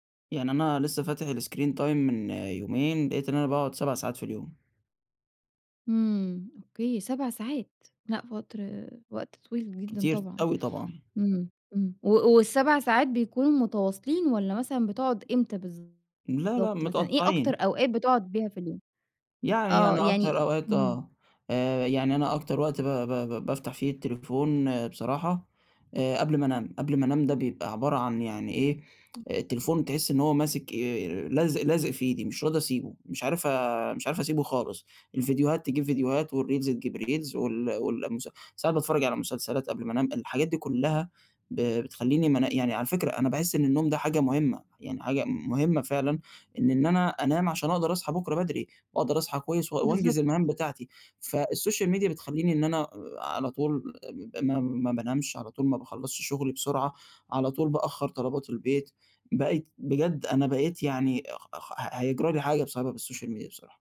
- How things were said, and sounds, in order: in English: "الscreen time"; tapping; unintelligible speech; in English: "والreels"; in English: "reels"; in English: "فالسوشيال ميديا"; in English: "السوشيال ميديا"
- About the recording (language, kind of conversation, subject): Arabic, advice, إزاي بتضيع وقتك على السوشيال ميديا بدل ما تخلص اللي وراك؟